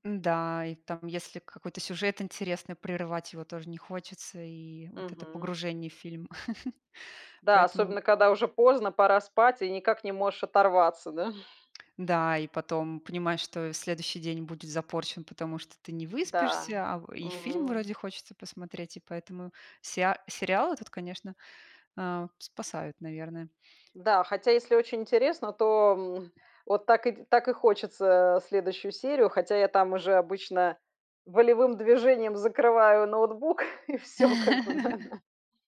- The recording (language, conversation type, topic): Russian, unstructured, Какое значение для тебя имеют фильмы в повседневной жизни?
- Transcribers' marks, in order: chuckle; chuckle; other background noise; tapping; laughing while speaking: "ноутбук и всё, как бы, да, на"; laugh